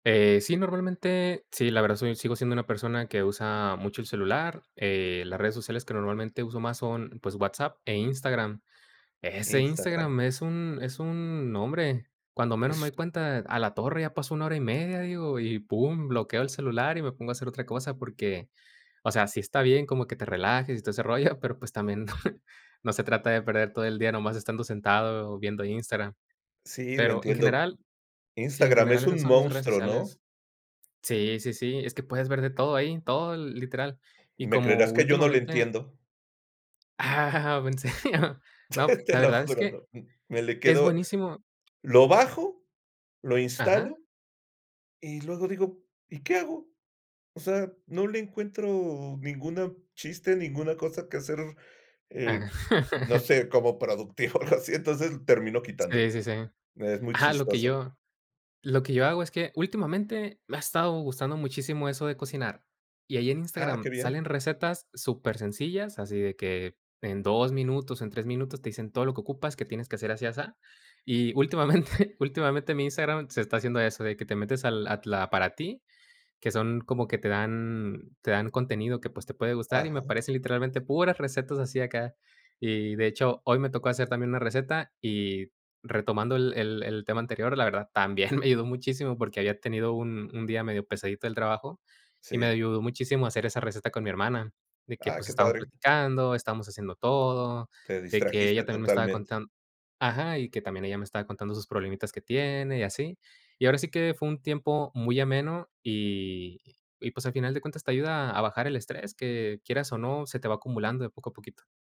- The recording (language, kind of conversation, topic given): Spanish, podcast, ¿Qué haces para desconectarte del trabajo al terminar el día?
- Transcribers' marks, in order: unintelligible speech; chuckle; chuckle; laugh; laugh; laughing while speaking: "algo así"; laughing while speaking: "últimamente"; laughing while speaking: "también"